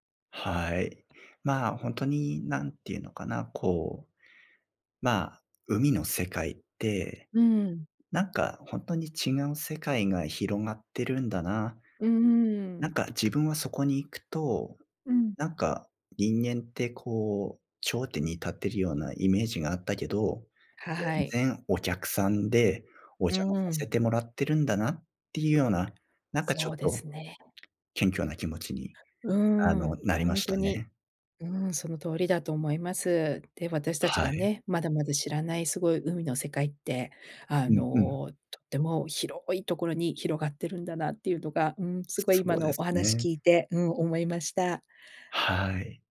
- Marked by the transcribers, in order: other background noise
- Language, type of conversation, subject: Japanese, podcast, 忘れられない景色を一つだけ挙げるとしたら？